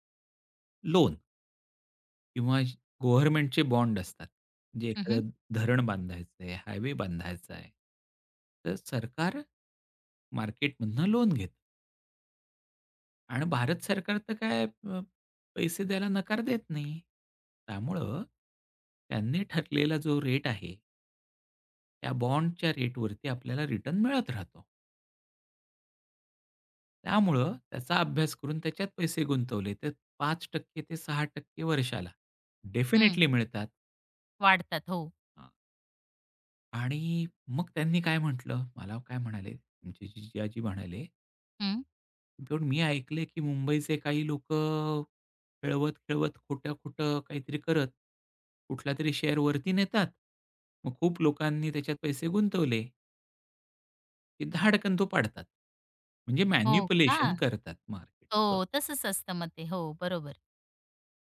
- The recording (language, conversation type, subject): Marathi, podcast, इतरांचं ऐकूनही ठाम कसं राहता?
- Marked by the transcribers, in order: tapping; in English: "डेफिनिटली"; other noise; in English: "शेअर"; in English: "मॅनिप्युलेशन"